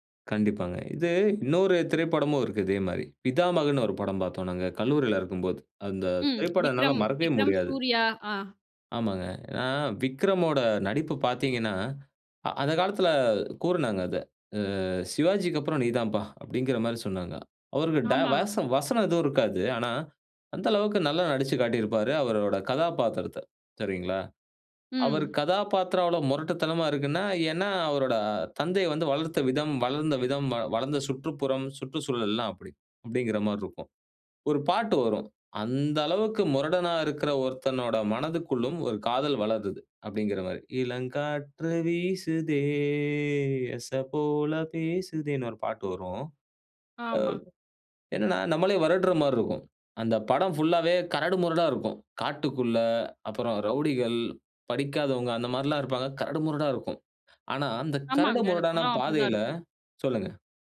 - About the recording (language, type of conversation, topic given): Tamil, podcast, ஒரு பாடல் உங்களுடைய நினைவுகளை எப்படித் தூண்டியது?
- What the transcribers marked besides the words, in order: other background noise; singing: "இளங்காற்று வீசுதே, எச போல பேசுதேன்னு"